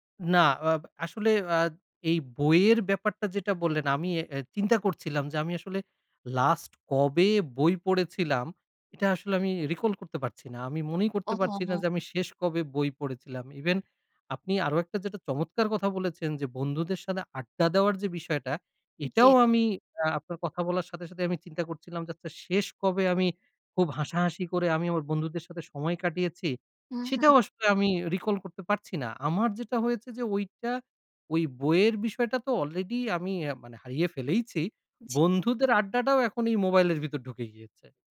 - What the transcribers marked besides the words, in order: in English: "recall"; in English: "recall"
- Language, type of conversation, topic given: Bengali, advice, রাতে ফোন ব্যবহার কমিয়ে ঘুম ঠিক করার চেষ্টা বারবার ব্যর্থ হওয়ার কারণ কী হতে পারে?